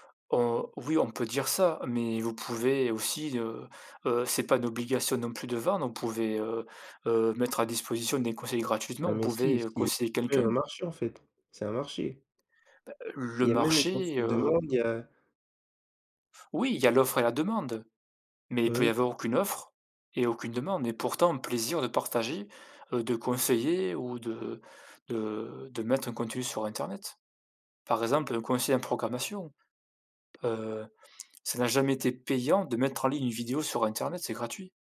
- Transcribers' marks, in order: other background noise; tapping
- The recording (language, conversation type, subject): French, unstructured, Comment les plateformes d’apprentissage en ligne transforment-elles l’éducation ?